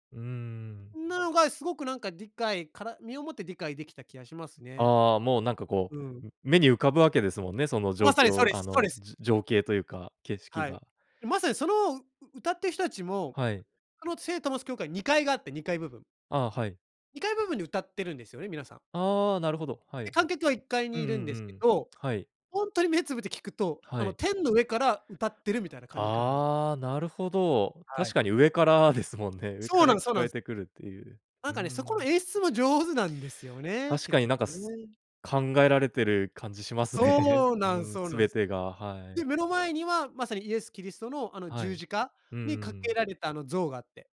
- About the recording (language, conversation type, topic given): Japanese, podcast, 初めて強く心に残った曲を覚えていますか？
- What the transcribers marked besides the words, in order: other noise; other background noise; laughing while speaking: "ですもんね"; laughing while speaking: "しますね"